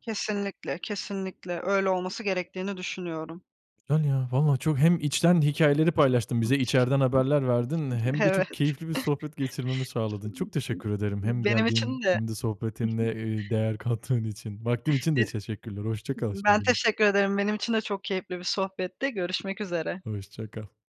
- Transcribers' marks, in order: other background noise; chuckle; laughing while speaking: "Evet"; "teşekkürler" said as "çeşekkürler"
- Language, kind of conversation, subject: Turkish, podcast, Uzaktan çalışma iş-yaşam dengeni sence nasıl etkiledi?